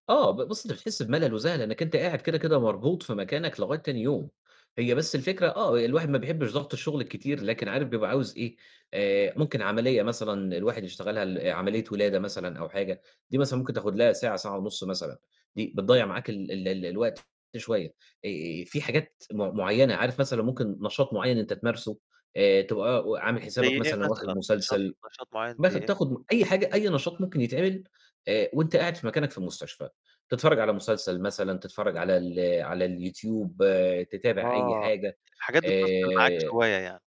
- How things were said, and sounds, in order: distorted speech; tapping; unintelligible speech
- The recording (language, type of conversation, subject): Arabic, podcast, بتعملوا إيه كعادات بسيطة عشان تخلّصوا يومكم بهدوء؟